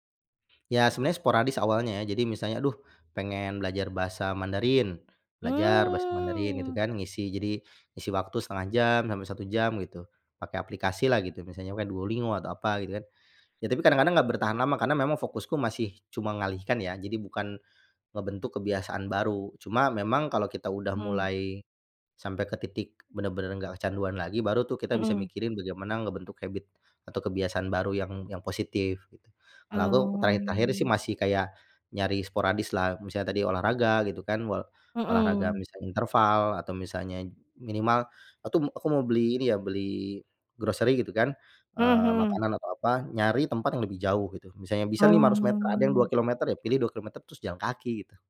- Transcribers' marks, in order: other background noise; drawn out: "Mmm"; in English: "habit"; drawn out: "Oh"; in English: "grocery"
- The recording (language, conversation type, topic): Indonesian, podcast, Apa cara kamu membatasi waktu layar agar tidak kecanduan gawai?